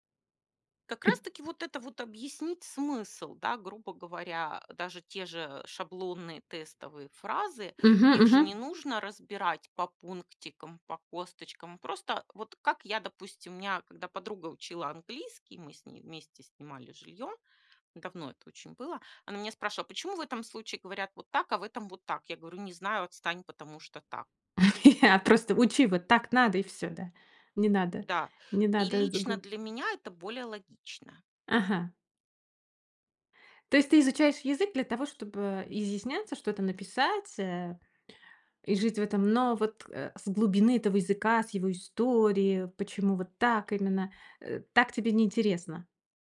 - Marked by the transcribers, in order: laugh
- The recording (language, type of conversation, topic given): Russian, podcast, Как, по-твоему, эффективнее всего учить язык?